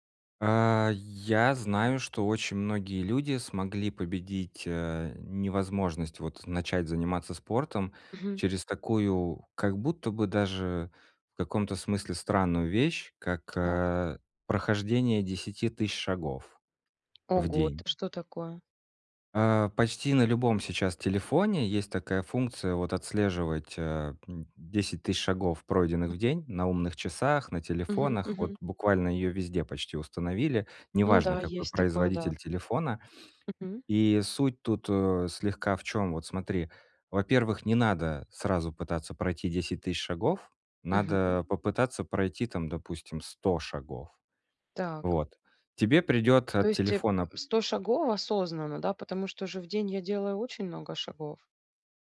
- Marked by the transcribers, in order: tapping
- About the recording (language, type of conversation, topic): Russian, advice, Как начать формировать полезные привычки маленькими шагами каждый день?